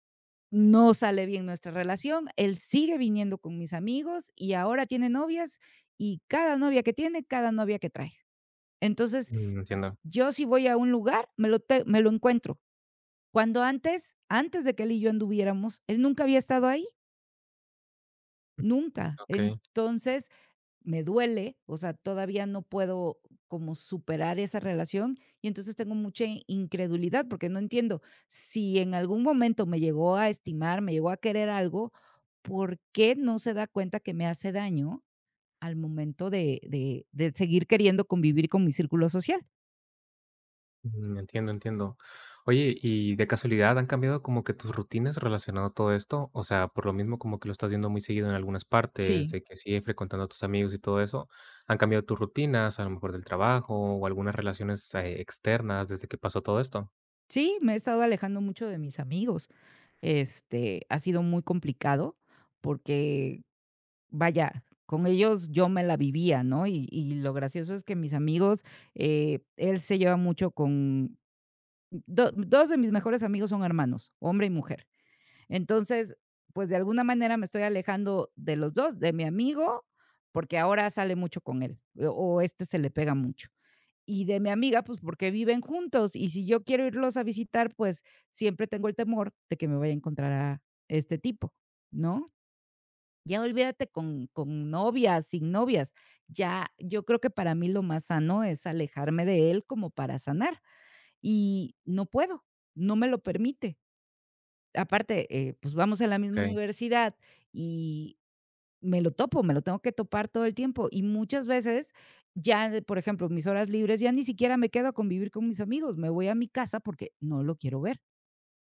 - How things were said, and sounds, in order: other background noise; other noise
- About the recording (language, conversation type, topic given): Spanish, advice, ¿Cómo puedo recuperar la confianza en mí después de una ruptura sentimental?